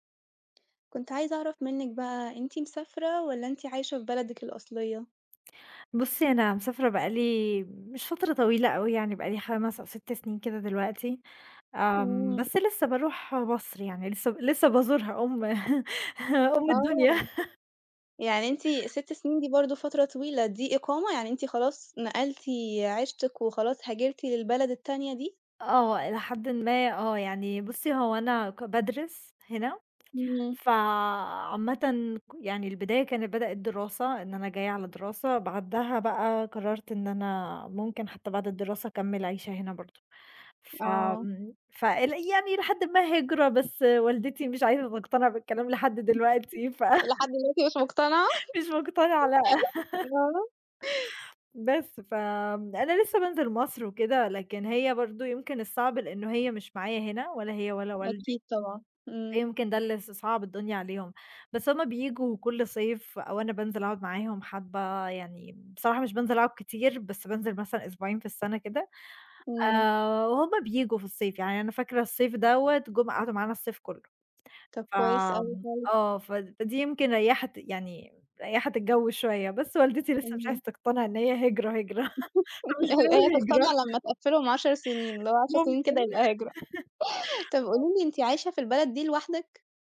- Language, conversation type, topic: Arabic, podcast, إزاي الهجرة أو السفر غيّر إحساسك بالجذور؟
- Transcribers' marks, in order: laugh; laughing while speaking: "أم الدنيا"; laugh; chuckle; laughing while speaking: "لحد دلوقتي مش مُقتنعة"; laughing while speaking: "ف"; laughing while speaking: "مش مقتنعة لأ"; laugh; tapping; laugh; chuckle; laughing while speaking: "فمش بنقول هجرة"; chuckle; laugh; unintelligible speech